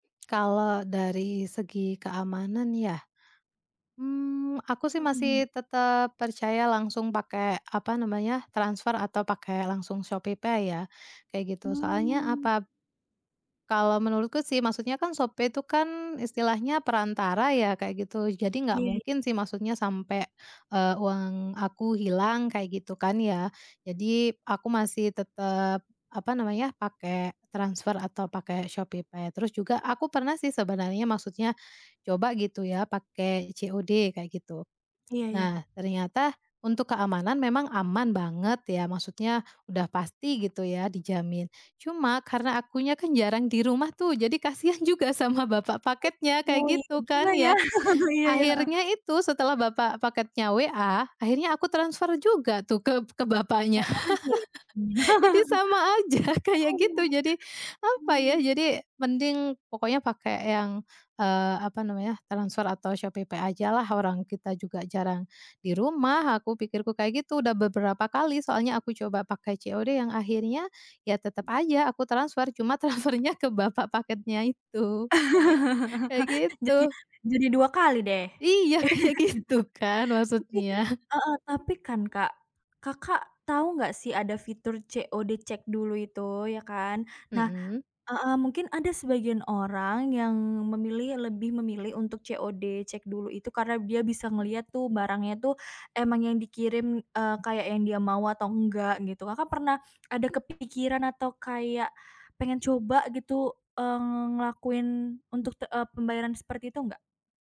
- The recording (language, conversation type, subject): Indonesian, podcast, Apa saja yang perlu dipertimbangkan sebelum berbelanja daring?
- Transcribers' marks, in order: unintelligible speech; other background noise; unintelligible speech; chuckle; giggle; laughing while speaking: "aja"; unintelligible speech; laugh; unintelligible speech; tapping; laughing while speaking: "transfernya ke bapak paketnya itu"; laugh; laughing while speaking: "kayak gitu"